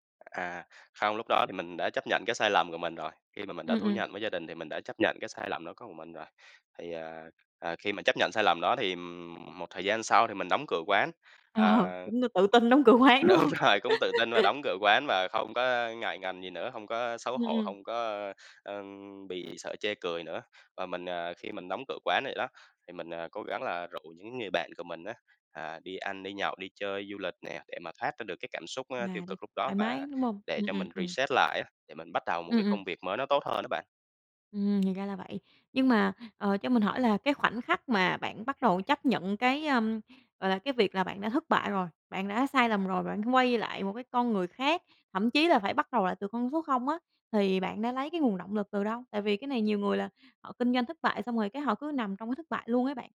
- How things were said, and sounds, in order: other background noise; laughing while speaking: "Ờ"; tapping; laughing while speaking: "Đúng rồi"; laughing while speaking: "đúng hông?"; laugh; in English: "reset"
- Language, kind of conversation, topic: Vietnamese, podcast, Bạn làm sao để chấp nhận những sai lầm của mình?